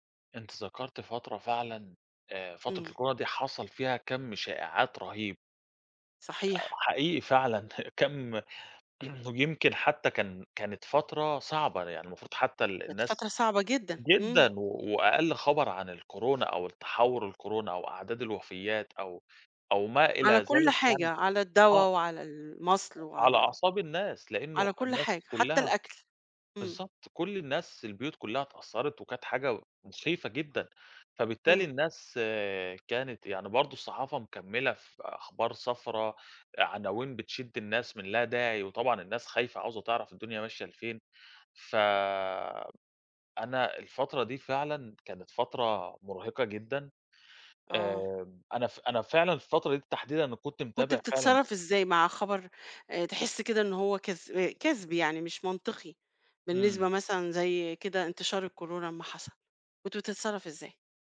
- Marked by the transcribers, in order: chuckle; throat clearing; other background noise; tapping
- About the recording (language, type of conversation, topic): Arabic, podcast, إزاي بتتعامل مع الأخبار الكدابة على الإنترنت؟